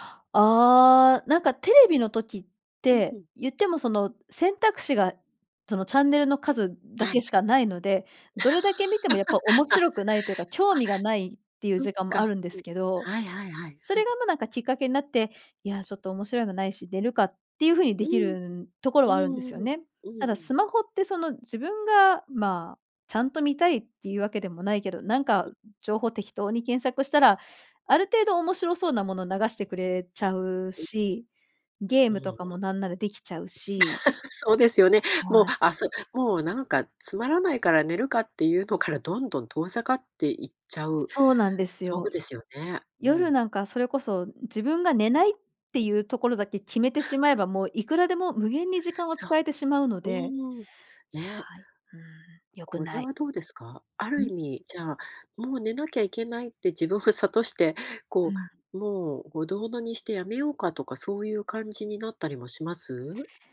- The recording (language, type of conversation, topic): Japanese, podcast, 夜にスマホを使うと睡眠に影響があると感じますか？
- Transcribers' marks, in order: laugh; other noise; laugh; laugh